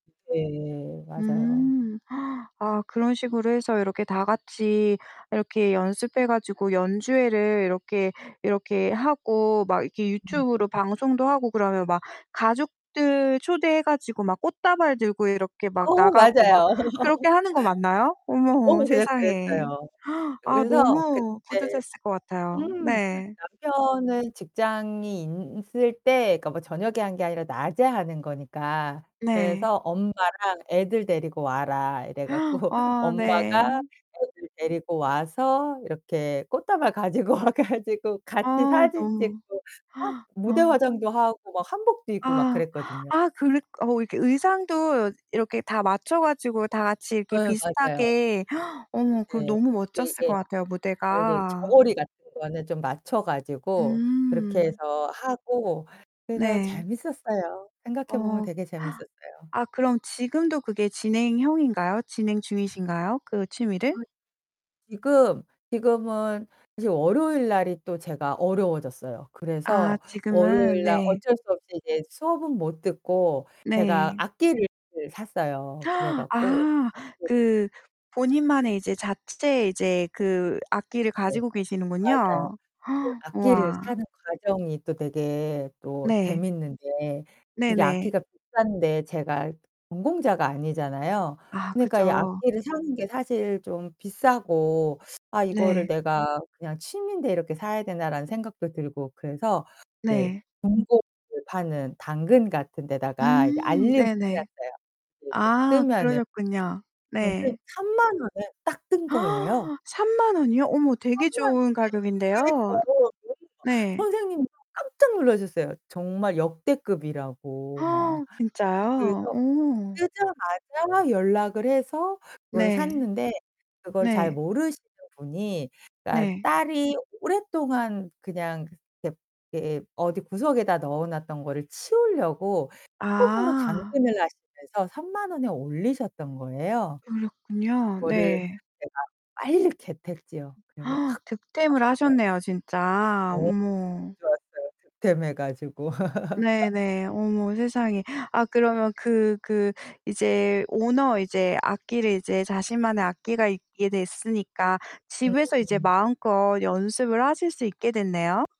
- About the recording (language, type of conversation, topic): Korean, podcast, 요즘 빠져 있는 취미가 뭐야?
- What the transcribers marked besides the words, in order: static; gasp; distorted speech; laugh; other background noise; gasp; laughing while speaking: "갖고"; laughing while speaking: "가지고 와 가지고"; gasp; gasp; gasp; unintelligible speech; gasp; gasp; unintelligible speech; gasp; in English: "겟"; gasp; laugh; in English: "오너"